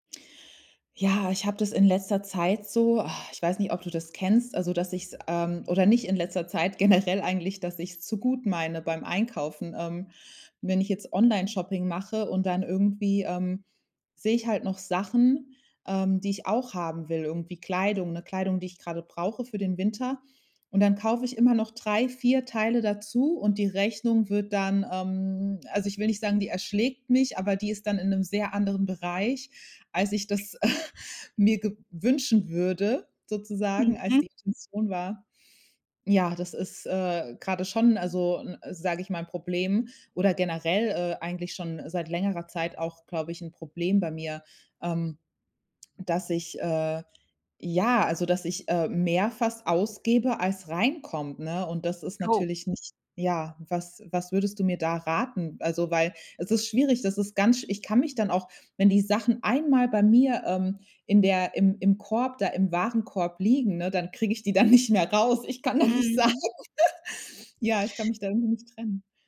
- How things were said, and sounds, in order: tongue click; sigh; laugh; surprised: "Oh"; laughing while speaking: "ich die dann nicht mehr raus. Ich kann da nicht sein"; laugh
- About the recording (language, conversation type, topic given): German, advice, Wie kann ich es schaffen, konsequent Geld zu sparen und mein Budget einzuhalten?